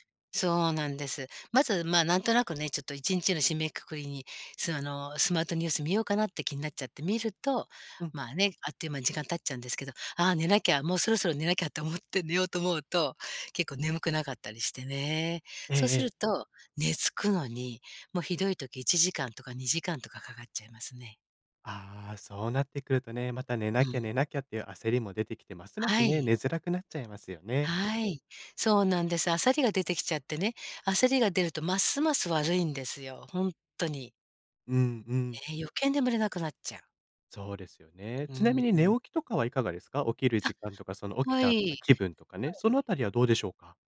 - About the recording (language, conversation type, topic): Japanese, advice, 夜にスマホを見てしまって寝付けない習慣をどうすれば変えられますか？
- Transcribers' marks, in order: stressed: "寝付くのに"